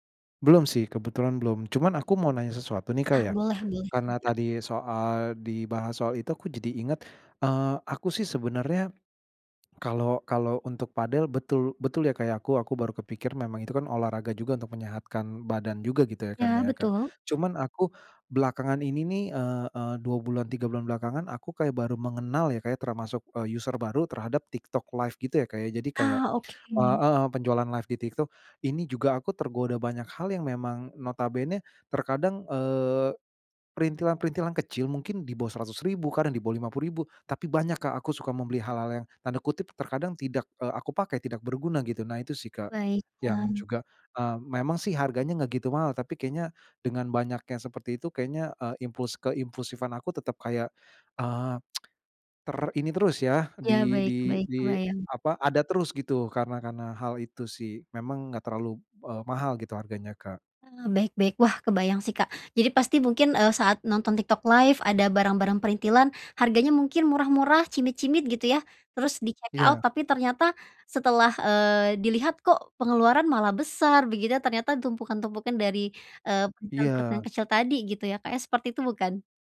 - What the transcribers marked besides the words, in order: other background noise; in English: "user"; in English: "live"; tsk; in English: "checkout"
- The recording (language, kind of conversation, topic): Indonesian, advice, Bagaimana banyaknya aplikasi atau situs belanja memengaruhi kebiasaan belanja dan pengeluaran saya?